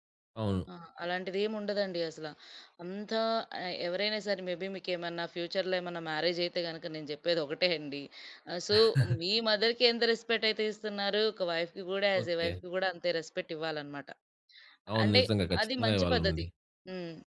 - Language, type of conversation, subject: Telugu, podcast, కోపం వచ్చినప్పుడు మీరు ఎలా నియంత్రించుకుంటారు?
- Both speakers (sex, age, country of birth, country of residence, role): female, 20-24, India, India, guest; male, 20-24, India, India, host
- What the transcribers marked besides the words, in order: in English: "మే బీ"; in English: "ఫ్యూచర్‌లో"; laughing while speaking: "ఒకటే అండి"; in English: "సో"; chuckle; in English: "రెస్‌పెక్ట్"; in English: "వైఫ్‌కి"; in English: "యాజ్ ఎ వైఫ్‌కి"; in English: "రెస్‌పెక్ట్"